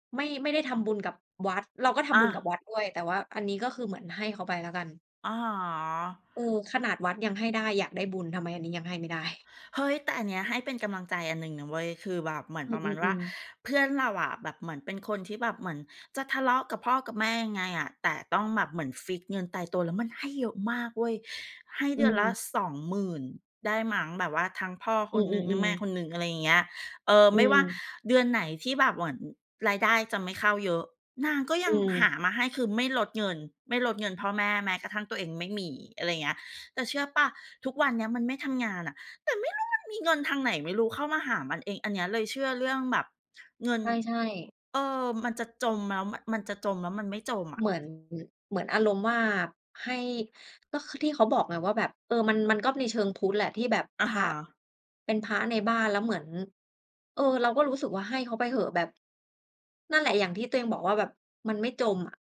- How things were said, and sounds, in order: tapping; other background noise; chuckle; "มือน" said as "หวัน"; put-on voice: "แต่ไม่รู้มันมี"
- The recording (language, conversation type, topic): Thai, unstructured, คุณคิดว่าเพราะเหตุใดคนส่วนใหญ่จึงมีปัญหาการเงินบ่อยครั้ง?